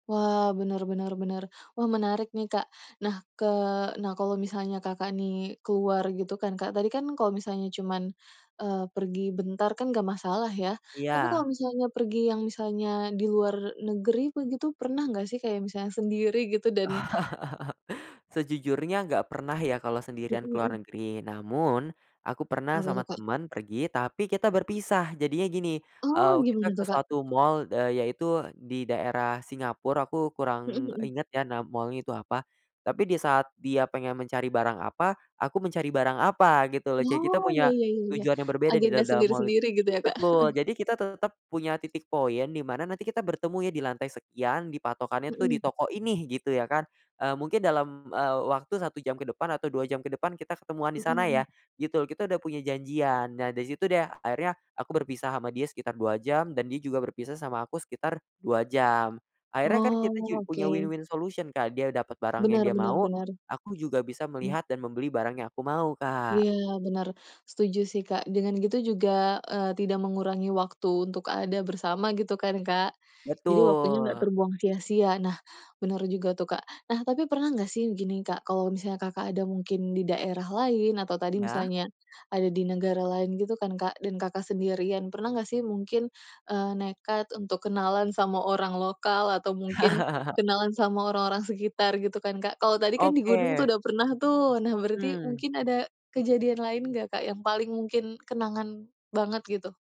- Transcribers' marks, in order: chuckle; chuckle; other background noise; in English: "win-win solution"; chuckle
- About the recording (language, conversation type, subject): Indonesian, podcast, Bagaimana cara kamu mengatasi rasa kesepian saat bepergian sendirian?